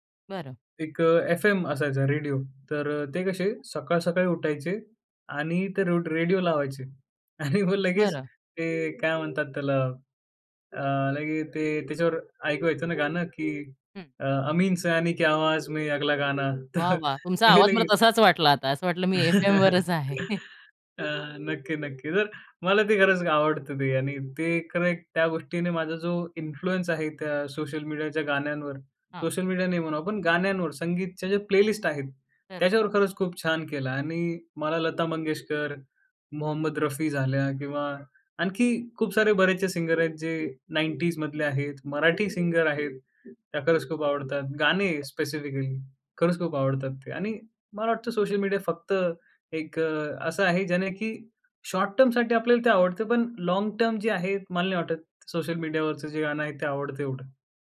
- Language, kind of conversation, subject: Marathi, podcast, सोशल मीडियामुळे तुमच्या संगीताच्या आवडीमध्ये कोणते बदल झाले?
- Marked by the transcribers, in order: laughing while speaking: "आणि"; other background noise; in Hindi: "के आवाज में अगला गाना"; laughing while speaking: "तर ते लगेच"; chuckle; chuckle; in English: "इन्फ्लुअन्स"; in English: "प्लेलिस्ट"; in English: "सिंगर"; in English: "सिंगर"; stressed: "गाणे"; in English: "स्पेसिफिकली"; in English: "शॉर्ट-टर्मसाठी"; in English: "लाँग-टर्म"